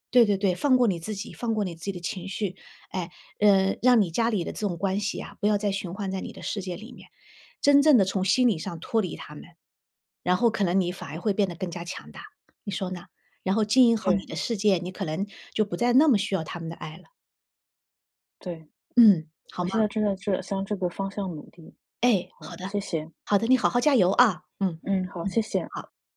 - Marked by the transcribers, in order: none
- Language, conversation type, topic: Chinese, advice, 情绪触发与行为循环